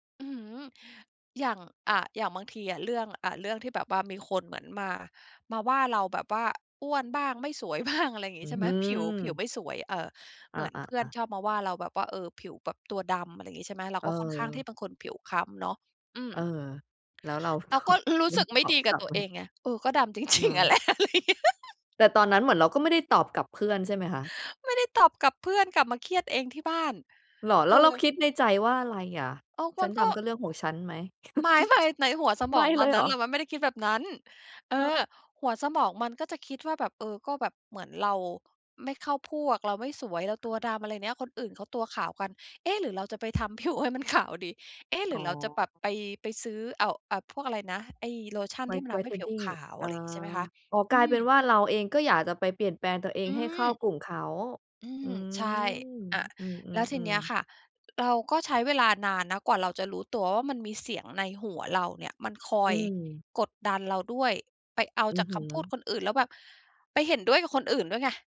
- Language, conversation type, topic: Thai, podcast, คุณจัดการกับเสียงในหัวที่เป็นลบอย่างไร?
- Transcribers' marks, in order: laughing while speaking: "บ้าง"; laughing while speaking: "เราตอบ เราตอบกลับไหม ?"; laughing while speaking: "จริง ๆ อะแหละ อะไรเงี้ย"; chuckle; other background noise; tapping; laughing while speaking: "ผิวให้มันขาวดี"; in English: "White Whitening"